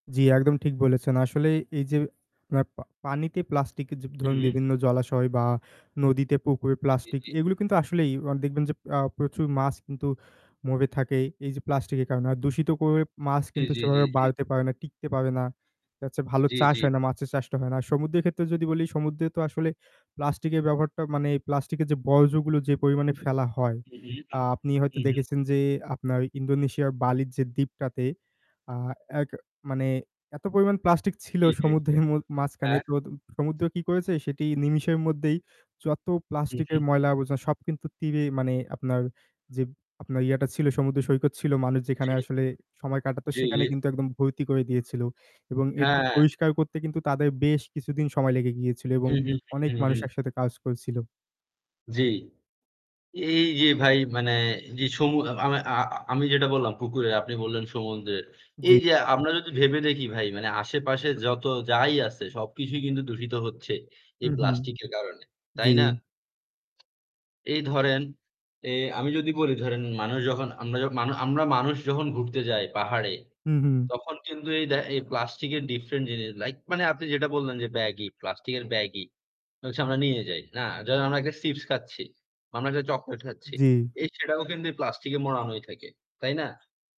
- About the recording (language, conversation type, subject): Bengali, unstructured, প্লাস্টিক দূষণ আমাদের পরিবেশে কী প্রভাব ফেলে?
- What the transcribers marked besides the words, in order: static; distorted speech; "মরে" said as "মবে"; "করে" said as "কয়ে"; "দেখা যাচ্ছে" said as "দেখাচে"; "বর্জ্যগুলো" said as "বয়জোগুলো"; other background noise; "ভর্তি" said as "ভইতি"; "ডিফারেন্ট" said as "ডিফ্রেন"; "ধরেন" said as "জরেন"